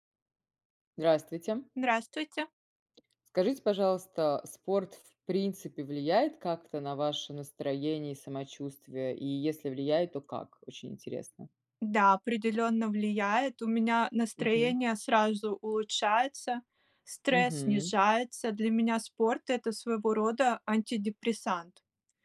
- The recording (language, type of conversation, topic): Russian, unstructured, Как спорт влияет на наше настроение и общее самочувствие?
- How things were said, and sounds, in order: tapping